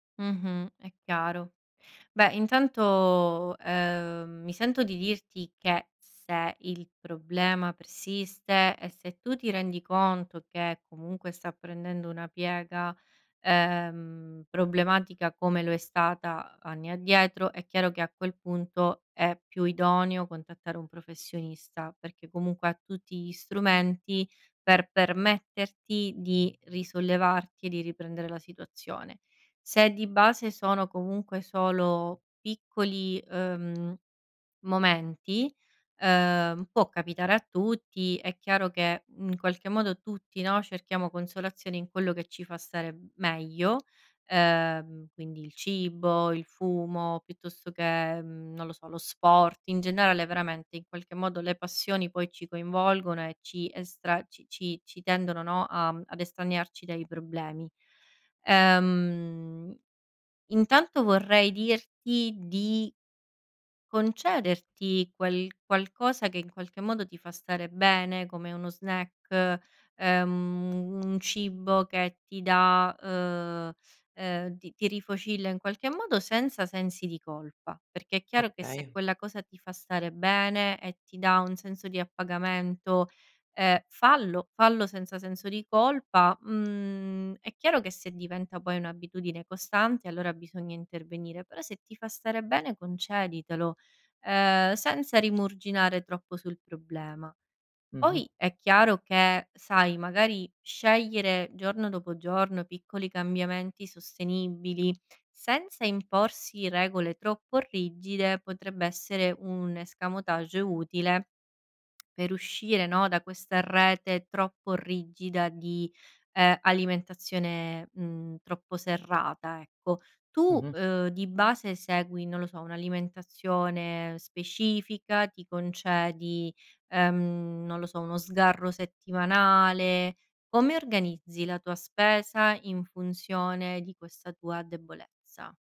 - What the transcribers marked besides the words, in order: "generale" said as "genrale"; "rimuginare" said as "rimurginare"
- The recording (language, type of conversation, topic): Italian, advice, Perché capitano spesso ricadute in abitudini alimentari dannose dopo periodi in cui riesci a mantenere il controllo?